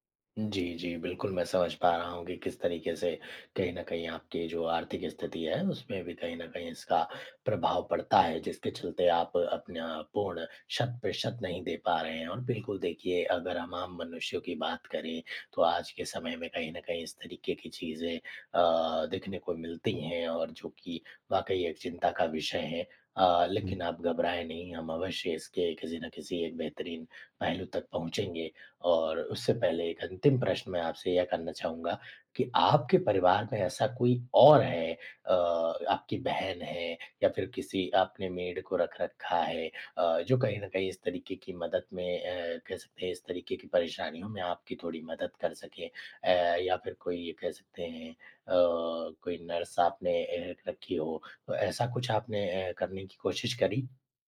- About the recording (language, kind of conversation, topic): Hindi, advice, क्या मुझे बुजुर्ग माता-पिता की देखभाल के लिए घर वापस आना चाहिए?
- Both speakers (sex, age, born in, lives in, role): male, 25-29, India, India, advisor; male, 25-29, India, India, user
- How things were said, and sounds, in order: other background noise; in English: "मेड"